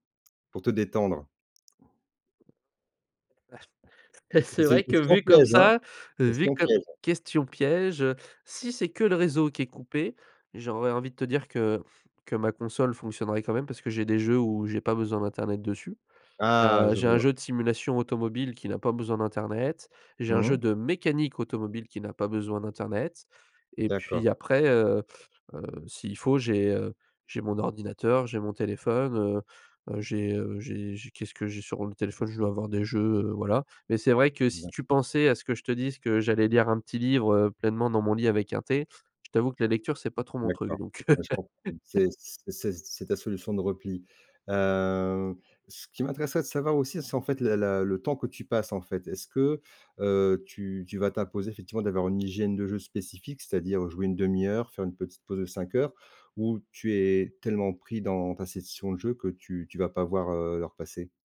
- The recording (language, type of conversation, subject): French, podcast, Comment, au quotidien, arrives-tu à te dégager du temps pour ton loisir ?
- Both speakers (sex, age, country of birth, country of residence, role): male, 20-24, France, France, guest; male, 50-54, France, France, host
- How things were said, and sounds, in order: tapping; other background noise; chuckle; stressed: "Ah"; stressed: "mécanique"; unintelligible speech; chuckle; drawn out: "Heu"